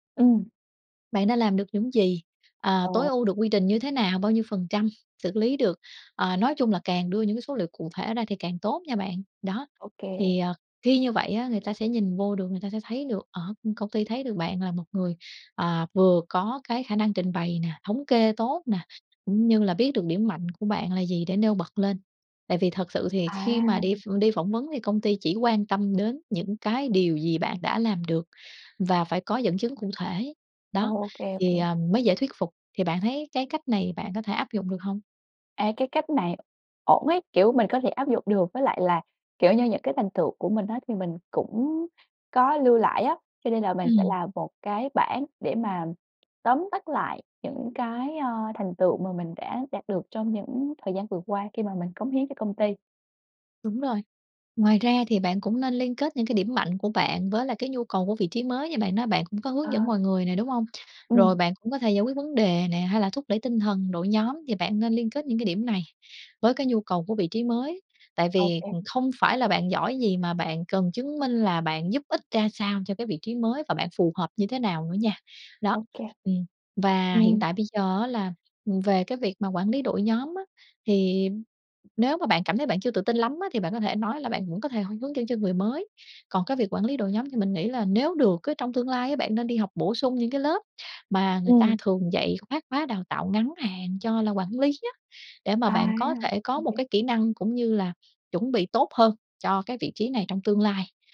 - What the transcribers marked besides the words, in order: tapping
- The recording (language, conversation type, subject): Vietnamese, advice, Bạn nên chuẩn bị như thế nào cho buổi phỏng vấn thăng chức?
- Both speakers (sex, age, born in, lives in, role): female, 25-29, Vietnam, Malaysia, user; female, 30-34, Vietnam, Vietnam, advisor